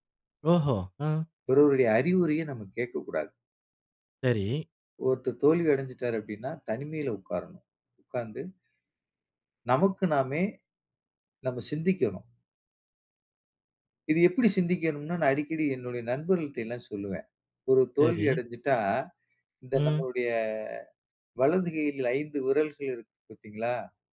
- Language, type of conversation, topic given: Tamil, podcast, தோல்வியால் மனநிலையை எப்படி பராமரிக்கலாம்?
- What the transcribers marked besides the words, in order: other noise